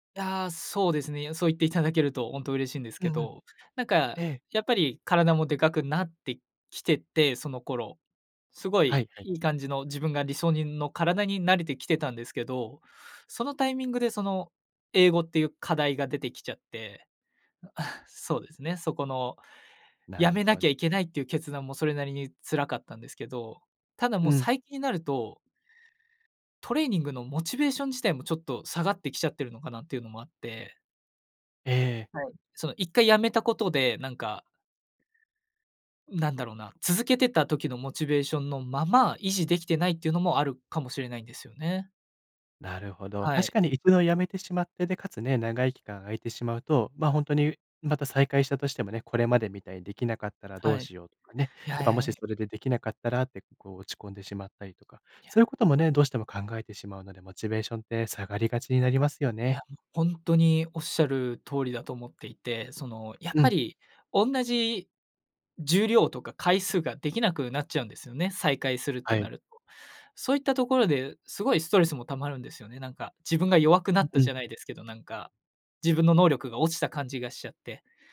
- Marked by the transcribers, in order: other background noise; chuckle
- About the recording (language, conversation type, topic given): Japanese, advice, トレーニングへのモチベーションが下がっているのですが、どうすれば取り戻せますか?